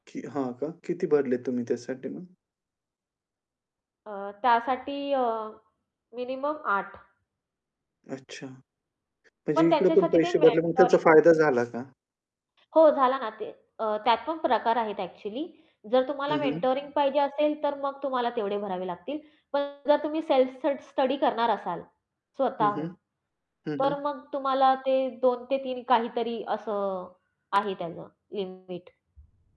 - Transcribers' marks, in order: other background noise; in English: "मेंटरिंग"; distorted speech; tapping
- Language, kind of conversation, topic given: Marathi, podcast, कोणत्या अपयशानंतर तुम्ही पुन्हा उभे राहिलात आणि ते कसे शक्य झाले?